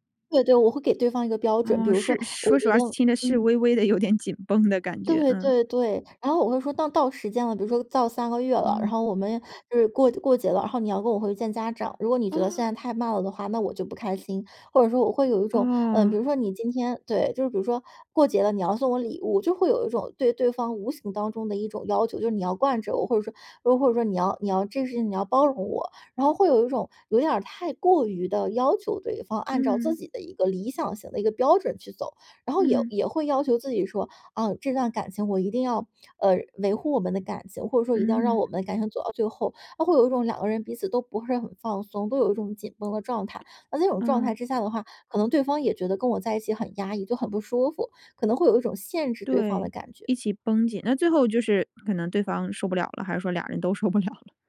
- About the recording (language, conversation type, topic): Chinese, podcast, 你觉得结局更重要，还是过程更重要？
- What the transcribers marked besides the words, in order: laughing while speaking: "有点"; tapping; laughing while speaking: "都受不了了？"